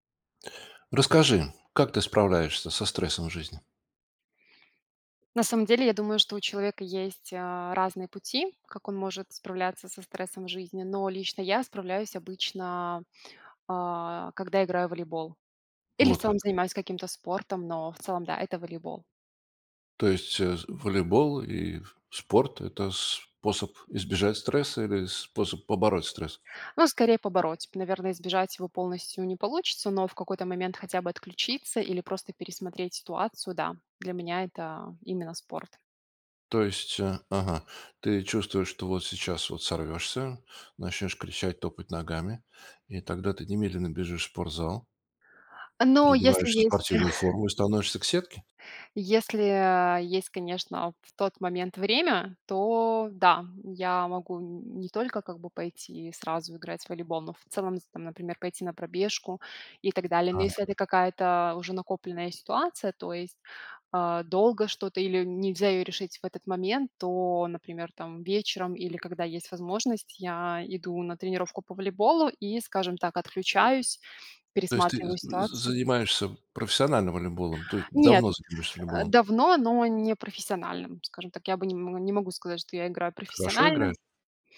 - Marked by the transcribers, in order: tapping; chuckle; other noise
- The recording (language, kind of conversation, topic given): Russian, podcast, Как вы справляетесь со стрессом в повседневной жизни?